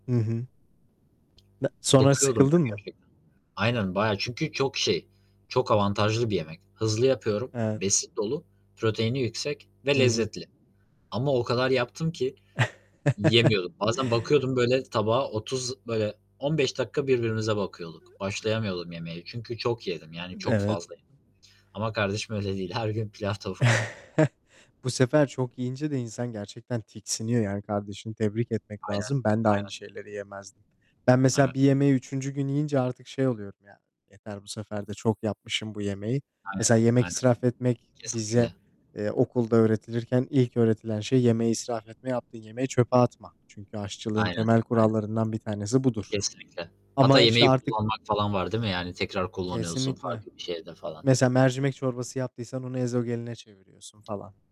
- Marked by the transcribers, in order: other background noise; static; distorted speech; chuckle; laughing while speaking: "Her gün pilav tavuk"; chuckle
- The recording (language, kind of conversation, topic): Turkish, unstructured, Sence evde yemek yapmak mı yoksa dışarıda yemek yemek mi daha iyi?